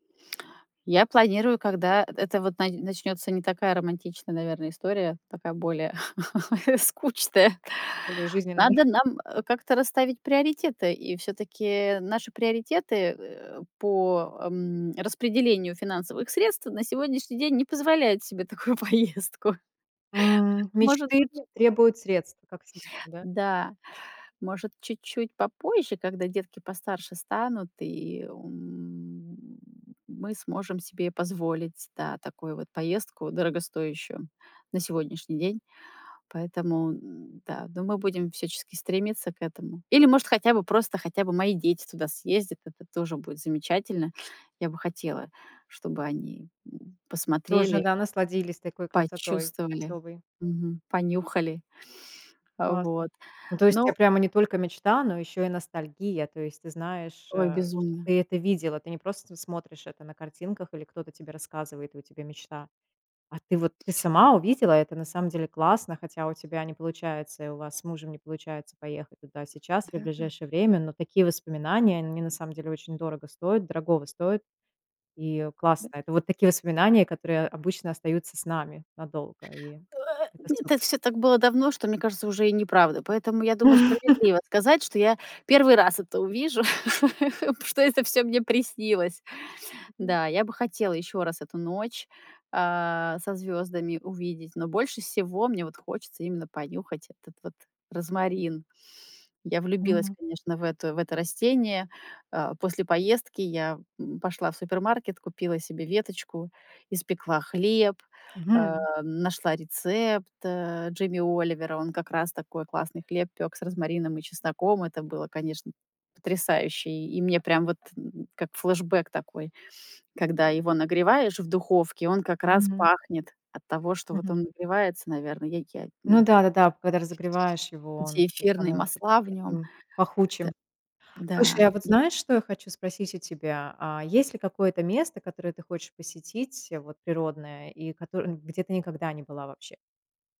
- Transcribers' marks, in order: laugh; laughing while speaking: "скучная"; chuckle; laughing while speaking: "такую поездку"; laugh; tapping; other background noise; laugh; laugh
- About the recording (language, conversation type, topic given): Russian, podcast, Есть ли природный пейзаж, который ты мечтаешь увидеть лично?